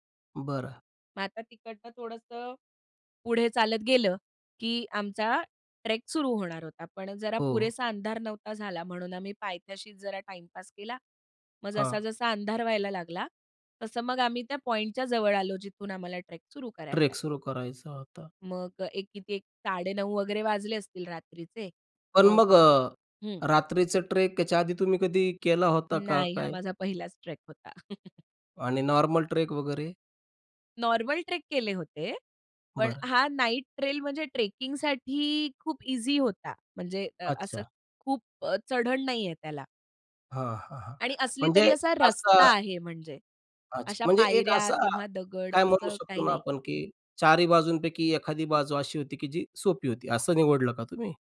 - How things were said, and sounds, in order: in English: "ट्रेक"; tapping; in English: "ट्रेक"; in English: "ट्रेक"; in English: "ट्रेक"; in English: "ट्रेक"; chuckle; in English: "ट्रेक"; other noise; in English: "ट्रेक"; in English: "नाईट ट्रेल"; in English: "ट्रेकिंगसाठी"
- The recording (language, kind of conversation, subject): Marathi, podcast, प्रवासात कधी हरवल्याचा अनुभव सांगशील का?